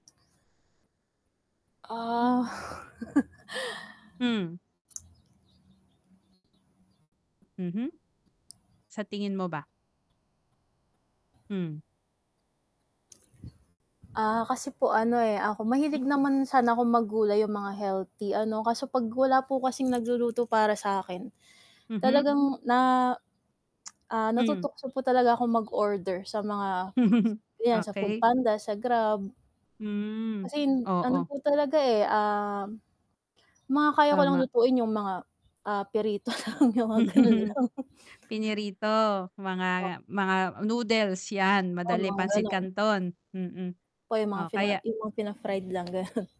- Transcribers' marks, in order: static; chuckle; other animal sound; distorted speech; tsk; chuckle; laughing while speaking: "lang, yung mga gano'n lang"; chuckle; laughing while speaking: "gano'n"
- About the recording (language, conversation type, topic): Filipino, unstructured, Ano ang masasabi mo sa mga taong palaging kumakain ng mabilisang pagkain kahit may sakit?